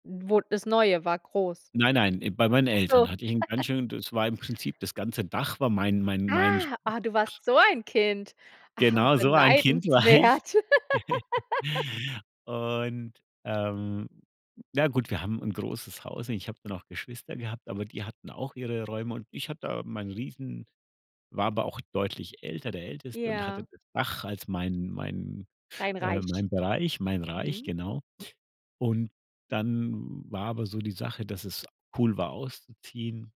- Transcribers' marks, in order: giggle; surprised: "Ah"; other noise; laughing while speaking: "war ich"; chuckle; laugh
- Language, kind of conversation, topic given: German, podcast, Welche Tipps hast du für mehr Ordnung in kleinen Räumen?